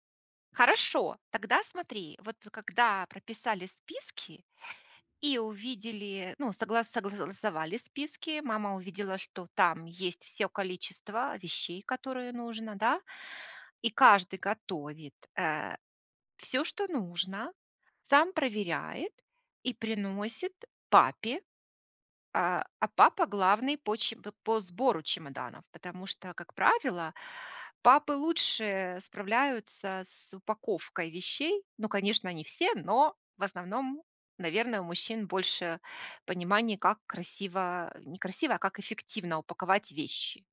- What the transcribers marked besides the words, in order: none
- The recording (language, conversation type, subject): Russian, advice, Как мне меньше уставать и нервничать в поездках?